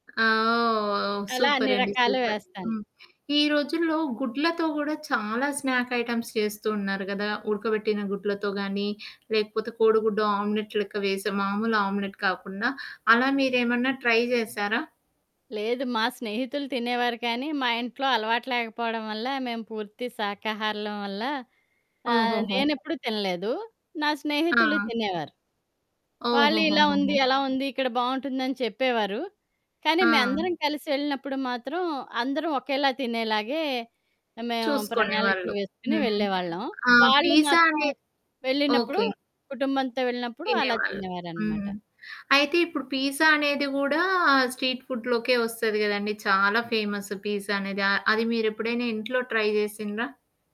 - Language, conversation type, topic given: Telugu, podcast, వీధి ఆహారాన్ని రుచి చూసే చిన్న ఆనందాన్ని సహజంగా ఎలా ఆస్వాదించి, కొత్త రుచులు ప్రయత్నించే ధైర్యం ఎలా పెంచుకోవాలి?
- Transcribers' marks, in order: in English: "సూపర్"; in English: "స్నాక్ ఐటమ్స్"; in English: "ఆమ్లెట్"; in English: "ఆమ్లెట్"; in English: "ట్రై"; in English: "పిజ్జా"; in English: "పీజ్జా"; in English: "స్ట్రీట్ ఫుడ్‌లోకే"; in English: "ఫేమస్ పీజ్జా"; in English: "ట్రై"